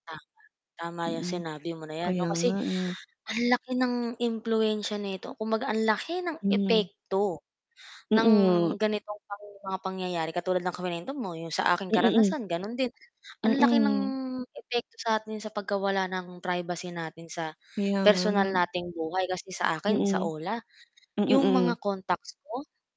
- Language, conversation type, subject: Filipino, unstructured, Paano mo nararamdaman ang pagkawala ng iyong pribadong impormasyon sa mundong digital?
- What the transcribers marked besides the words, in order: other background noise; distorted speech; static; stressed: "epekto"; tapping